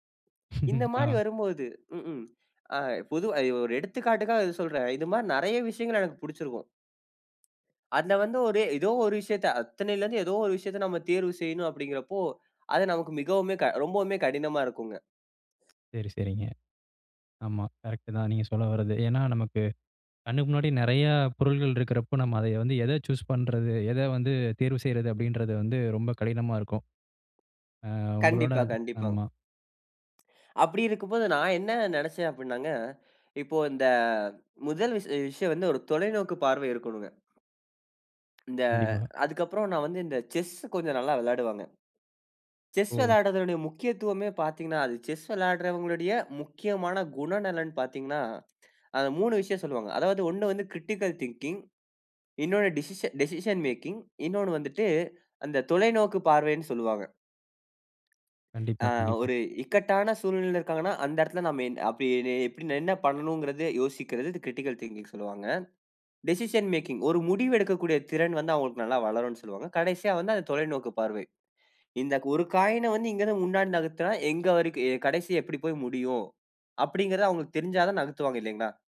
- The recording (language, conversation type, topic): Tamil, podcast, அதிக விருப்பங்கள் ஒரே நேரத்தில் வந்தால், நீங்கள் எப்படி முடிவு செய்து தேர்வு செய்கிறீர்கள்?
- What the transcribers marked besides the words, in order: laugh; other noise; other background noise; in English: "கிரிட்டிக்கல் திங்கிங்"; in English: "டிசிஷ டிசிஷன் மேக்கிங்"; in English: "கிரிட்டிக்கல் திங்கிங்னு"; in English: "டிசிஷன் மேக்கிங்"